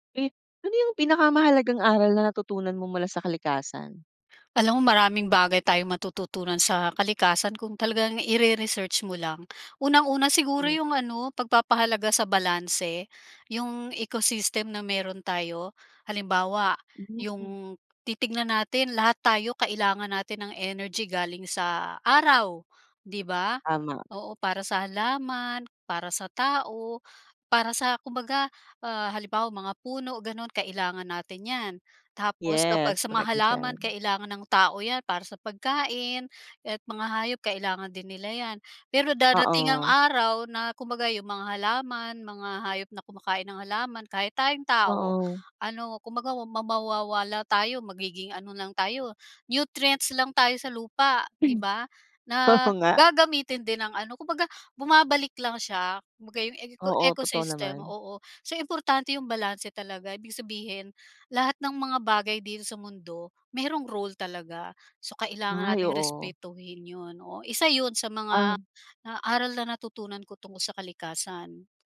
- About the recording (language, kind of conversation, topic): Filipino, podcast, Ano ang pinakamahalagang aral na natutunan mo mula sa kalikasan?
- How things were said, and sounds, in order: throat clearing